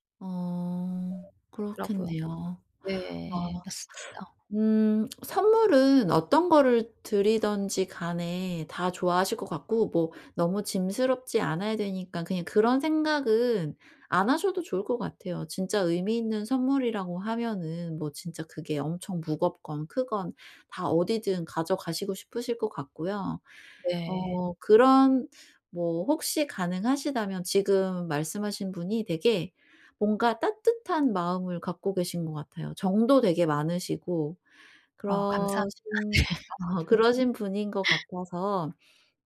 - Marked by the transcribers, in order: other background noise; laugh; laughing while speaking: "네"; laugh
- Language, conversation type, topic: Korean, advice, 떠나기 전에 작별 인사와 감정 정리는 어떻게 준비하면 좋을까요?